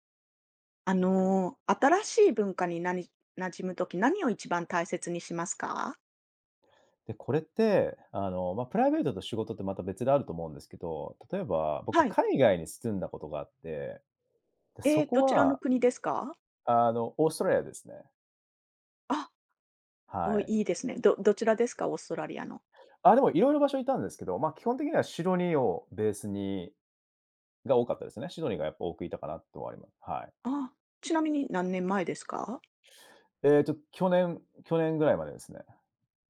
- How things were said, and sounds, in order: other background noise; in English: "ベース"
- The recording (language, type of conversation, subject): Japanese, podcast, 新しい文化に馴染むとき、何を一番大切にしますか？